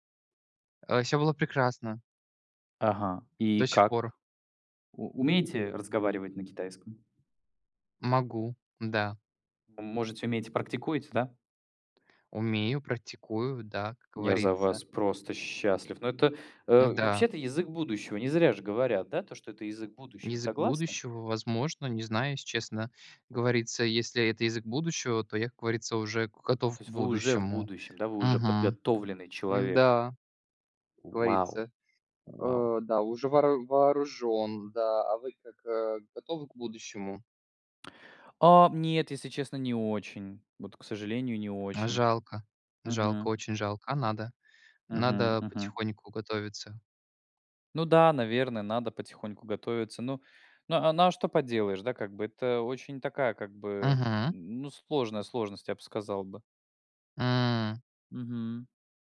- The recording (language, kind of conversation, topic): Russian, unstructured, Как хобби помогает заводить новых друзей?
- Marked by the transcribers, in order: other background noise; tapping